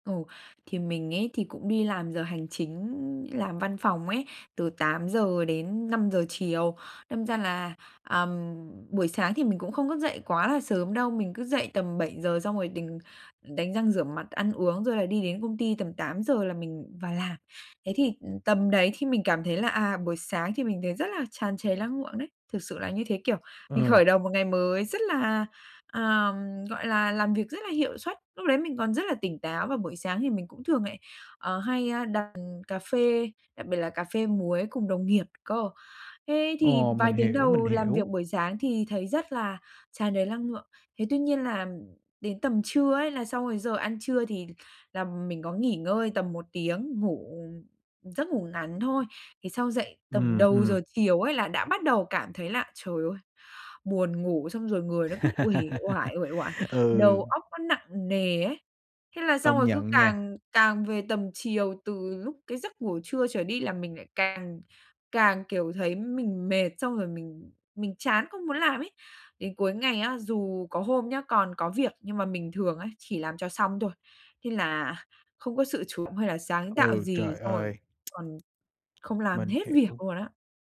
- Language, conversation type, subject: Vietnamese, advice, Làm sao để duy trì năng lượng trong suốt chu kỳ làm việc?
- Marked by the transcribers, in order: tapping; laugh; other background noise